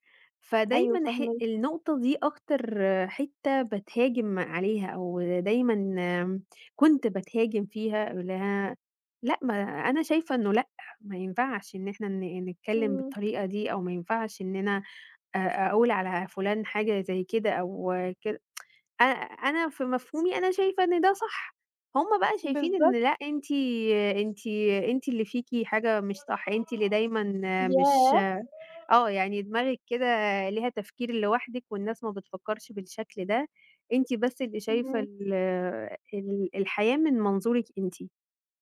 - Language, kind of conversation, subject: Arabic, advice, إزاي بتتعامَل مع خوفك من الرفض لما بتقول رأي مختلف؟
- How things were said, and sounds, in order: tsk; other background noise